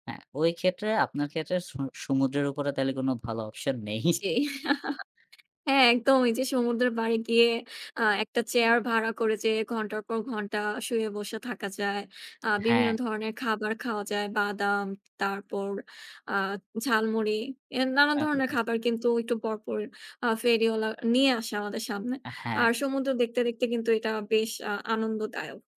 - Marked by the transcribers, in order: tapping; laughing while speaking: "নেই"; chuckle; unintelligible speech
- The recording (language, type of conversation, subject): Bengali, unstructured, ছুটিতে অধিকাংশ মানুষ সমুদ্রসৈকত পছন্দ করে—আপনি কি সমুদ্রসৈকত পছন্দ করেন, কেন বা কেন নয়?
- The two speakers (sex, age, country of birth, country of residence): female, 25-29, Bangladesh, Bangladesh; male, 20-24, Bangladesh, Bangladesh